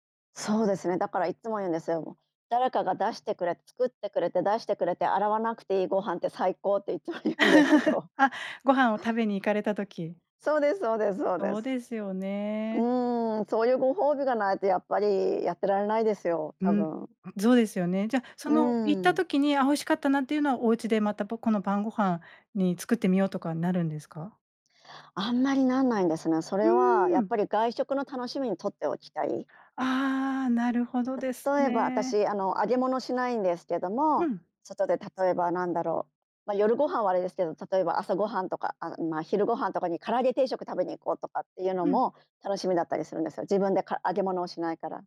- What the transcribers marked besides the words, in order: laughing while speaking: "いっつも言うんですけど"; laugh; "そうですよね" said as "ぞうですよね"
- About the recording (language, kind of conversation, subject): Japanese, podcast, 晩ごはんはどうやって決めていますか？